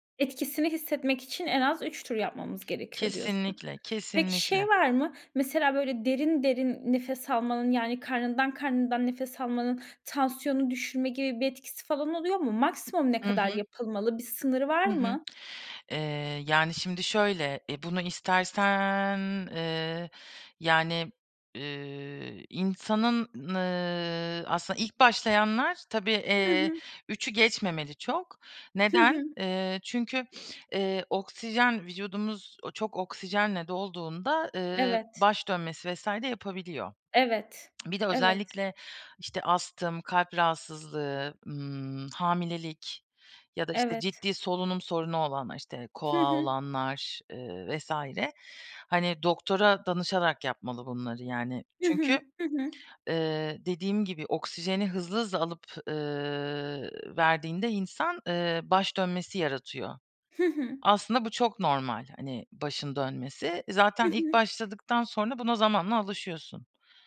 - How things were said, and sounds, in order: other background noise; sniff; lip smack
- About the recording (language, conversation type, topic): Turkish, podcast, Kullanabileceğimiz nefes egzersizleri nelerdir, bizimle paylaşır mısın?